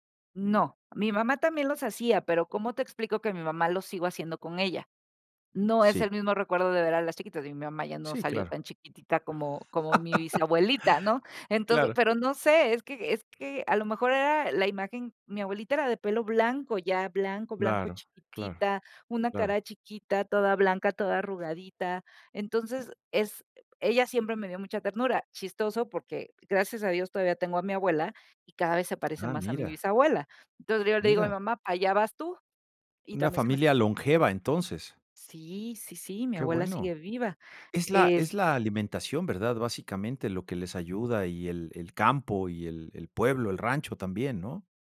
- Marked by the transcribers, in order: laugh; other background noise; tapping; unintelligible speech
- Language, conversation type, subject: Spanish, podcast, ¿Qué tradiciones familiares sigues con más cariño y por qué?